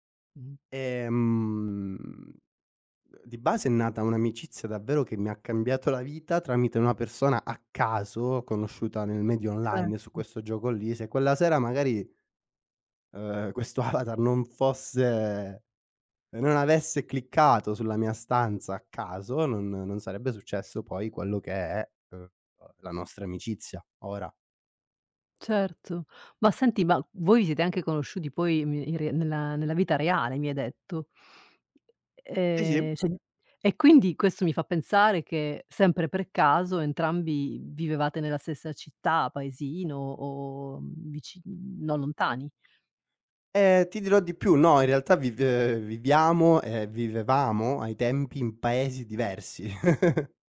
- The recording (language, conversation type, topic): Italian, podcast, In che occasione una persona sconosciuta ti ha aiutato?
- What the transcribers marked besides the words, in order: laughing while speaking: "questo avatar"; unintelligible speech; other background noise; "cioè" said as "ceh"; laughing while speaking: "vive"; chuckle